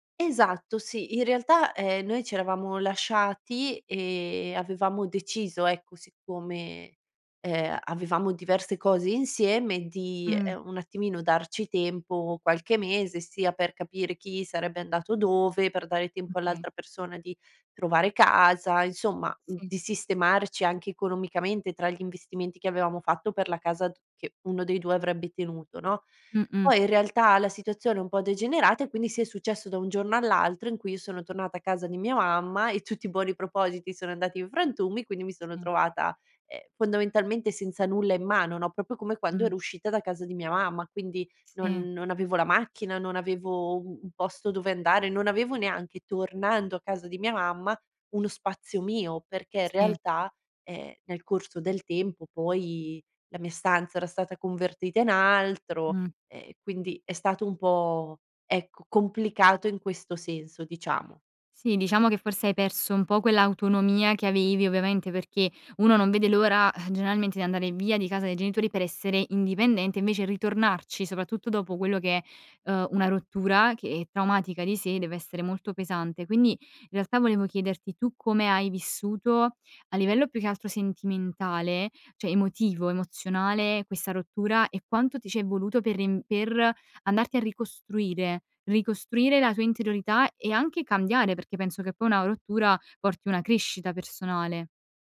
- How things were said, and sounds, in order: tapping; laughing while speaking: "tutti"; "proprio" said as "propo"; other background noise; "cioè" said as "ceh"
- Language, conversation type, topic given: Italian, podcast, Ricominciare da capo: quando ti è successo e com’è andata?